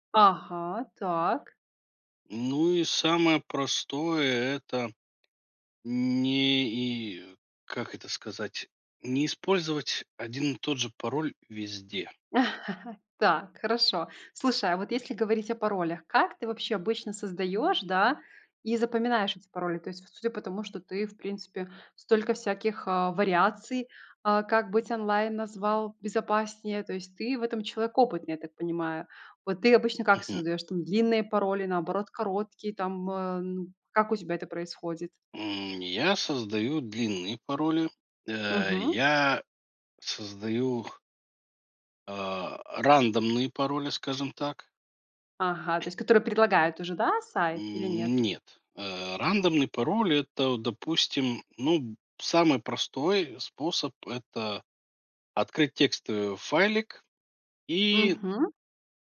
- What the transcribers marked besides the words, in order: tapping; chuckle; other background noise
- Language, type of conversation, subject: Russian, podcast, Какие привычки помогают повысить безопасность в интернете?